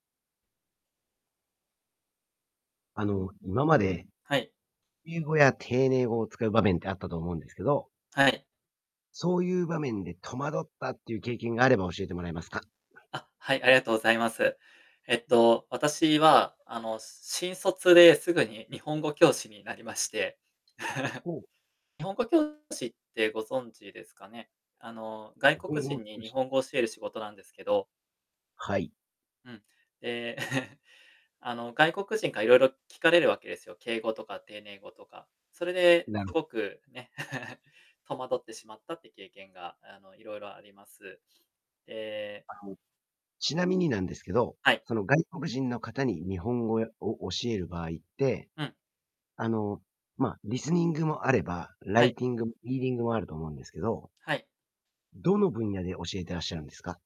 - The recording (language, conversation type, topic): Japanese, podcast, 敬語や丁寧語の使い方に戸惑った経験はありますか？
- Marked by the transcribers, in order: chuckle; distorted speech; chuckle; chuckle